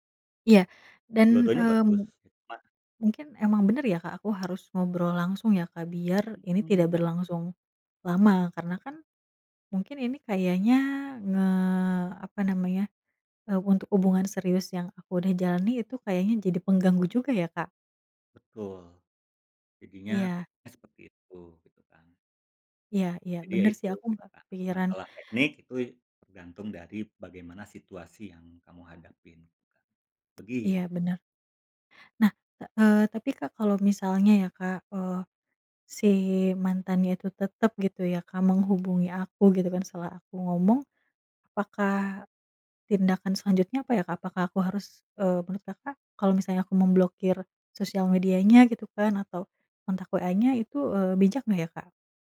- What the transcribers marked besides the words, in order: none
- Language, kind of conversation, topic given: Indonesian, advice, Bagaimana cara menetapkan batas dengan mantan yang masih sering menghubungi Anda?